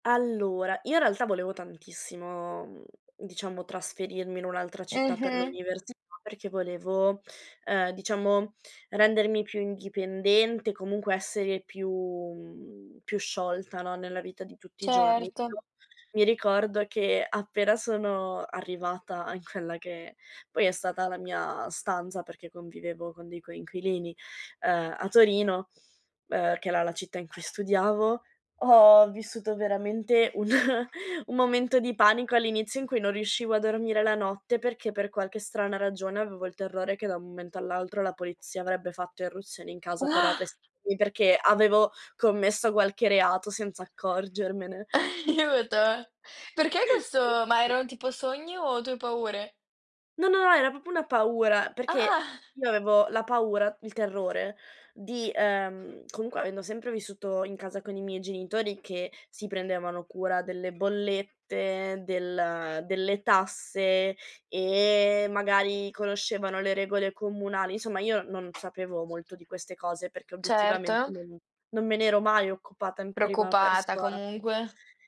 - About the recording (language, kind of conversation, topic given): Italian, podcast, C’è un momento in cui ti sei sentito/a davvero coraggioso/a?
- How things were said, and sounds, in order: laughing while speaking: "un"; surprised: "Ua"; laughing while speaking: "Aiuto"; laugh; chuckle